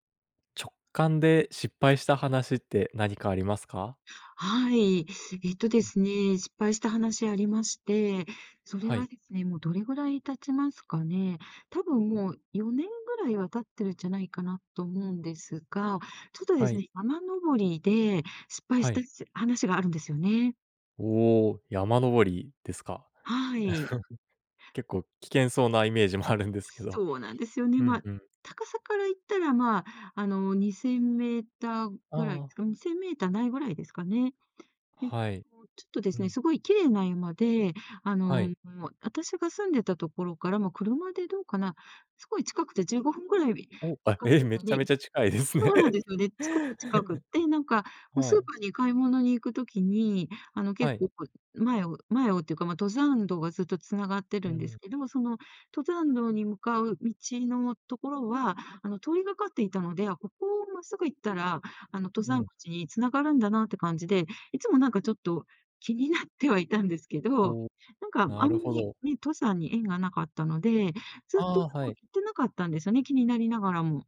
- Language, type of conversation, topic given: Japanese, podcast, 直感で判断して失敗した経験はありますか？
- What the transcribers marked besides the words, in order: other background noise; chuckle; laughing while speaking: "あるんですけど"; tapping; "すごく" said as "つこく"; laughing while speaking: "近いですね"; laugh